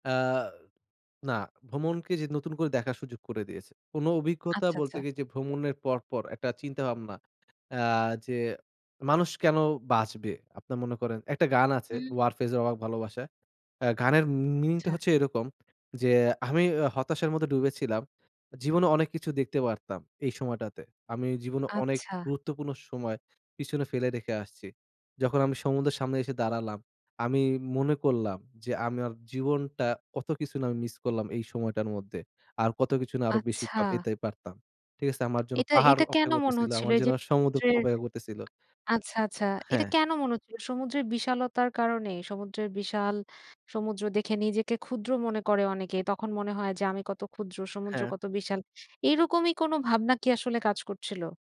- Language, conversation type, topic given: Bengali, podcast, আপনার জীবনে সবচেয়ে বেশি পরিবর্তন এনেছিল এমন কোন ভ্রমণটি ছিল?
- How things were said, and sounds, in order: tapping